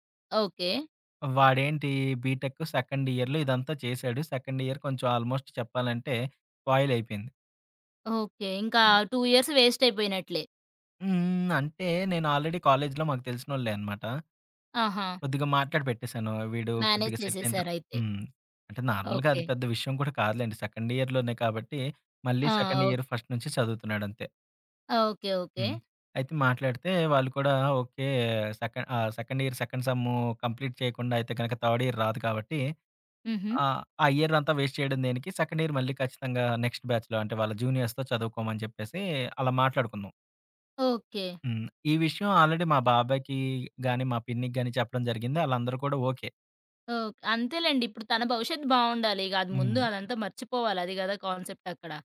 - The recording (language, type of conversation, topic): Telugu, podcast, బాధపడుతున్న బంధువుని ఎంత దూరం నుంచి ఎలా సపోర్ట్ చేస్తారు?
- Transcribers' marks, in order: in English: "బీటెక్ సెకండ్ ఇయర్‌లో"; in English: "సెకండ్ ఇయర్"; in English: "ఆల్మోస్ట్"; in English: "స్పాయిల్"; in English: "టూ ఇయర్స్ వేస్ట్"; other background noise; in English: "ఆల్రెడీ"; in English: "సెట్"; in English: "మేనేజ్"; in English: "నార్మల్‌గా"; in English: "సెకండ్ ఇయర్‌లోనే"; in English: "సెకండ్ ఇయర్ ఫస్ట్"; in English: "సెకండ్ ఇయర్ సెకండ్"; in English: "కంప్లీట్"; in English: "థర్డ్ ఇయర్"; in English: "ఇయర్"; in English: "వేస్ట్"; in English: "సెకండ్ ఇయర్"; in English: "నెక్స్ట్ బ్యాచ్‌లో"; in English: "జూనియర్స్‌తో"; in English: "ఆల్రెడీ"